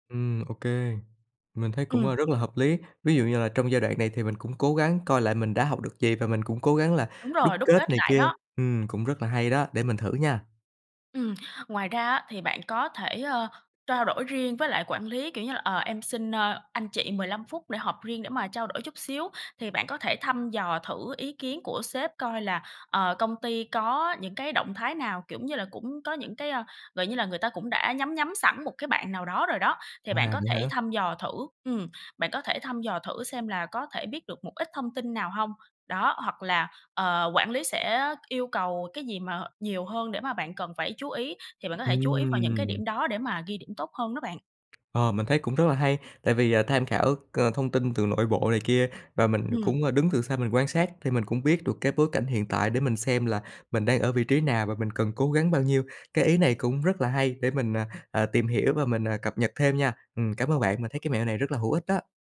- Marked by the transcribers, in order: tapping; other background noise
- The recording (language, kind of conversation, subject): Vietnamese, advice, Bạn nên làm gì để cạnh tranh giành cơ hội thăng chức với đồng nghiệp một cách chuyên nghiệp?